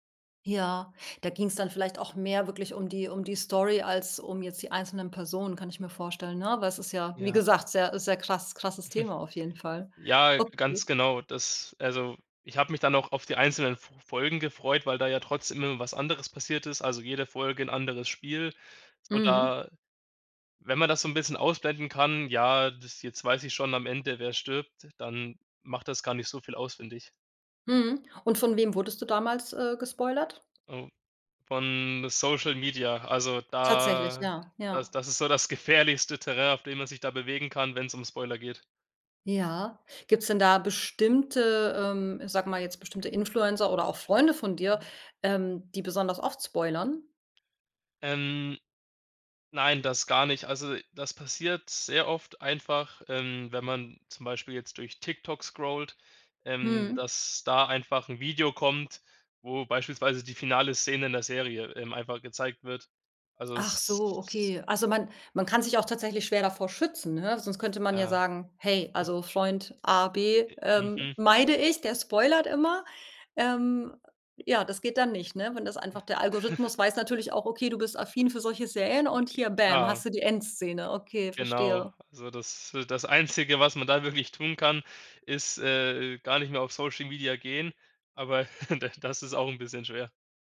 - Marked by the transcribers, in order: chuckle; chuckle; chuckle
- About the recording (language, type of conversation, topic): German, podcast, Wie gehst du mit Spoilern um?
- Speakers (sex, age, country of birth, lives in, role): female, 40-44, Germany, Portugal, host; male, 20-24, Germany, Germany, guest